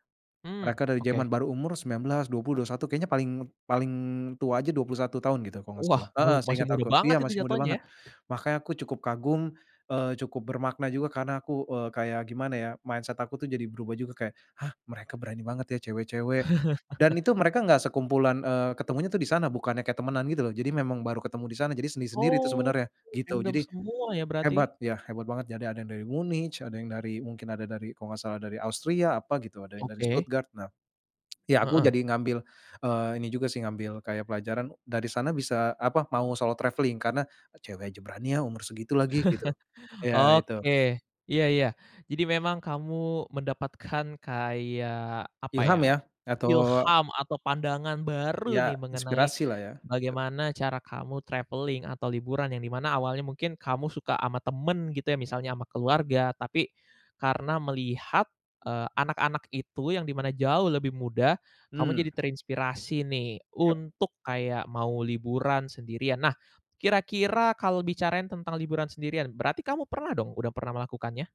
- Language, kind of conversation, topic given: Indonesian, podcast, Momen sederhana apa yang pernah kamu alami saat bepergian dan terasa sangat bermakna?
- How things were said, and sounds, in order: in English: "mindset"; chuckle; in English: "random"; other background noise; in English: "solo travelling"; chuckle; in English: "travelling"; unintelligible speech